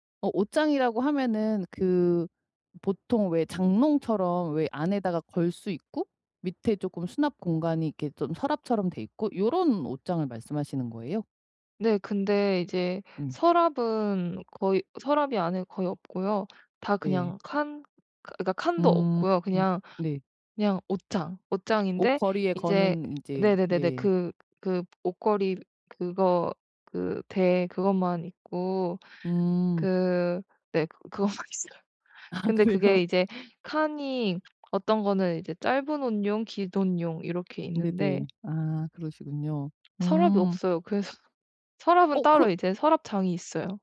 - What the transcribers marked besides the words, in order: other background noise; tapping; laughing while speaking: "그것만 있어요"; laughing while speaking: "아 그래요?"
- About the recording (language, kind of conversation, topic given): Korean, advice, 한정된 공간에서 물건을 가장 효율적으로 정리하려면 어떻게 시작하면 좋을까요?